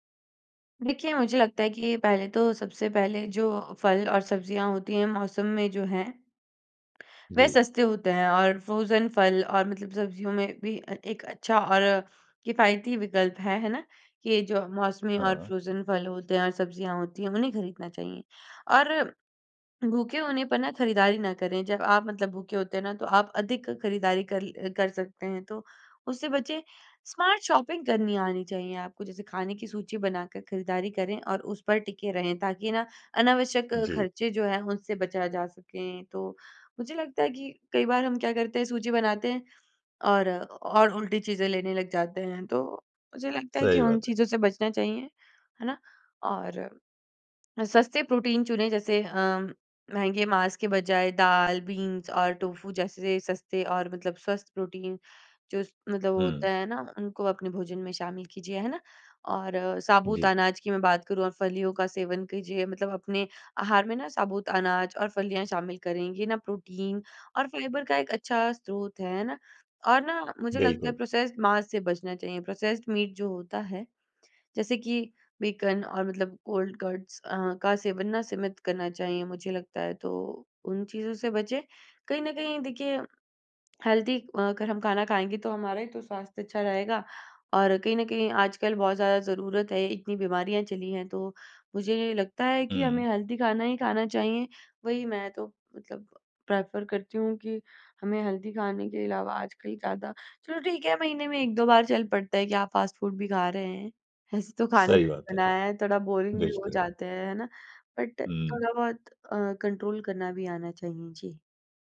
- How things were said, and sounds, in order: in English: "फ्रोजन"; in English: "फ्रोजन"; in English: "स्मार्ट शॉपिंग"; in English: "प्रोसेस्ड"; in English: "प्रोसेस्ड"; in English: "कोल्ड कट्स"; in English: "हेल्दी"; in English: "हेल्दी"; in English: "प्रेफर"; in English: "हेल्दी"; in English: "फास्ट फूड"; in English: "बोरिंग"; in English: "बट"; in English: "कंट्रोल"
- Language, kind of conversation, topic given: Hindi, podcast, बजट में स्वस्थ भोजन की योजना कैसे बनाएं?